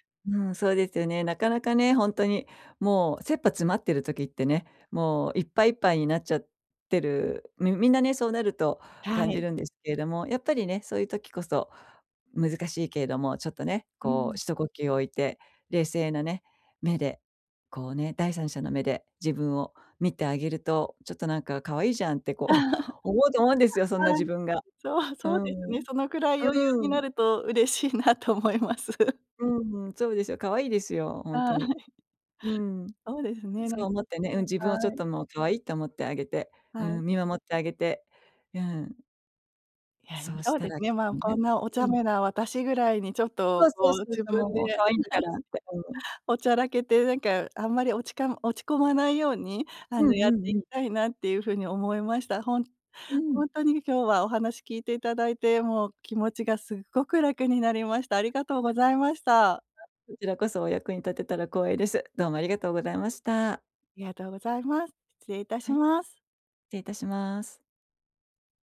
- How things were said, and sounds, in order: laugh; laughing while speaking: "はい。そう、そうですね、そ … なと思います"; laughing while speaking: "こう、思うと思うんですよそんな自分が"; laughing while speaking: "はい。そうですね。なん"; laughing while speaking: "はい"
- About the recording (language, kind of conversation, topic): Japanese, advice, 人前で失敗したあと、どうやって立ち直ればいいですか？